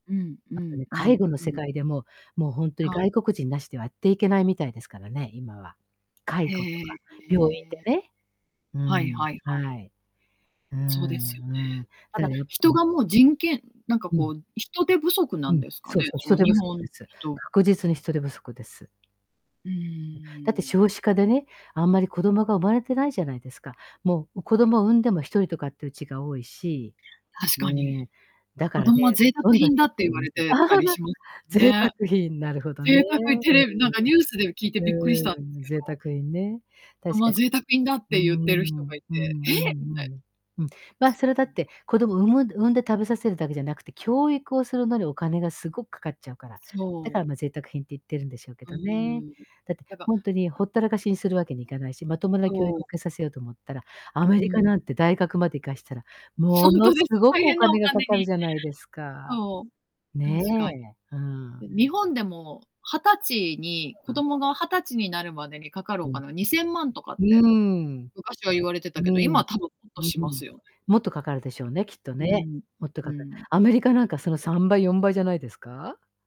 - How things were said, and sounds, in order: distorted speech; unintelligible speech; unintelligible speech; chuckle; unintelligible speech
- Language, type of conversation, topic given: Japanese, unstructured, 文化を守ることの大切さについて、あなたはどう思いますか？
- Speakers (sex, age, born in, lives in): female, 40-44, Japan, United States; female, 70-74, Japan, Japan